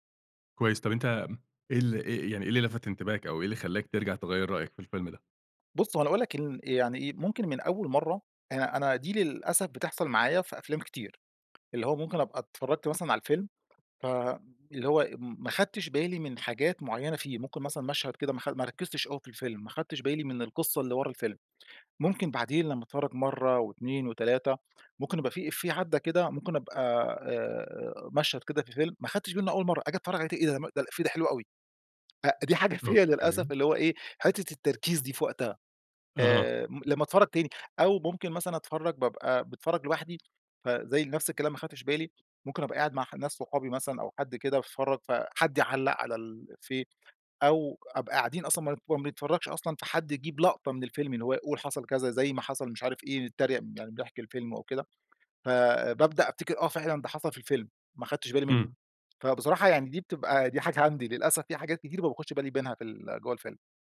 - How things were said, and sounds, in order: tapping; laughing while speaking: "فيَّ للأسف"; laughing while speaking: "عندي"
- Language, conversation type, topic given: Arabic, podcast, إيه أكتر حاجة بتشدك في بداية الفيلم؟